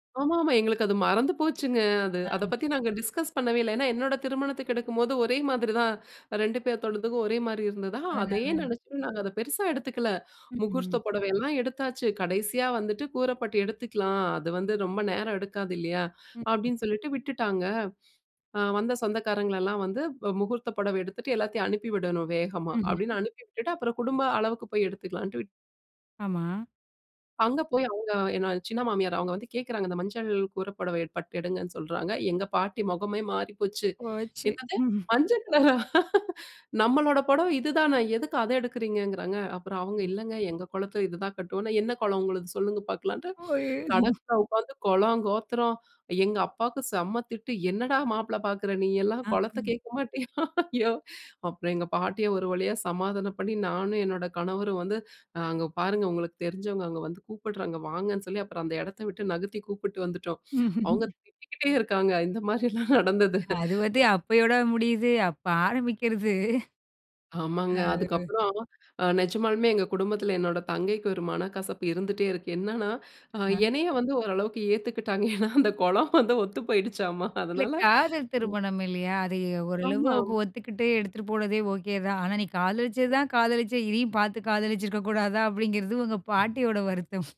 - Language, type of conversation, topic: Tamil, podcast, குடும்ப மரபு உங்களை எந்த விதத்தில் உருவாக்கியுள்ளது என்று நீங்கள் நினைக்கிறீர்கள்?
- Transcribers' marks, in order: in English: "டிஸ்கஸ்"; laughing while speaking: "மஞ்ச கலரா?"; laughing while speaking: "மாரிலாம் நடந்தது"; laughing while speaking: "ஆரம்பிக்கிறது"; unintelligible speech; laughing while speaking: "ஏன்னா அந்த குலம் வந்து ஒத்து போயிடுச்சாம்மா"